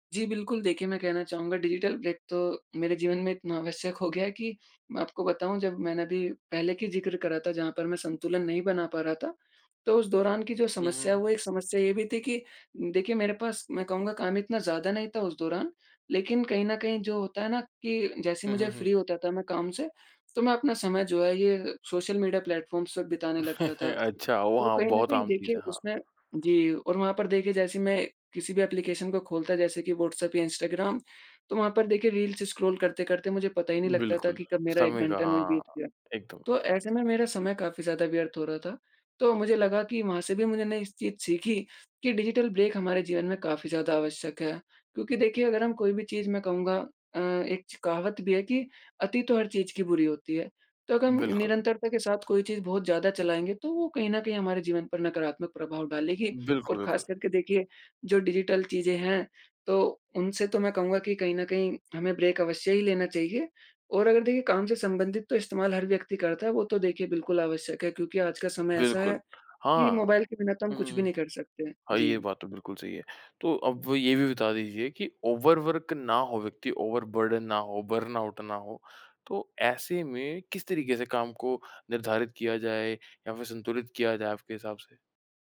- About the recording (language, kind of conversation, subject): Hindi, podcast, काम और आराम के बीच आप संतुलन कैसे बनाए रखते हैं?
- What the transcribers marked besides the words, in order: in English: "डिजिटल ब्रेक"; in English: "फ्री"; in English: "प्लेटफॉर्म्स"; chuckle; tapping; in English: "एप्लीकेशन"; in English: "रील्स स्क्रॉल"; in English: "डिजिटल ब्रेक"; in English: "डिजिटल"; in English: "ब्रेक"; in English: "ओवर वर्क"; in English: "ओवर बर्डन"; in English: "बर्नआउट"